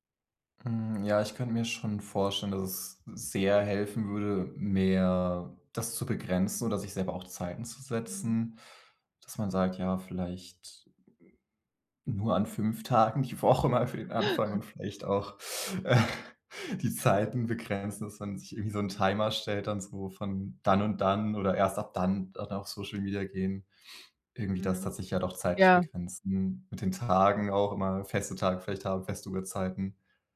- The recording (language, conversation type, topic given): German, advice, Wie gehe ich mit Geldsorgen und dem Druck durch Vergleiche in meinem Umfeld um?
- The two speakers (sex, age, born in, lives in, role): female, 45-49, Germany, United States, advisor; male, 20-24, Germany, Germany, user
- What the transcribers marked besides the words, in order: laughing while speaking: "die Woche mal für den Anfang"; chuckle; laughing while speaking: "äh"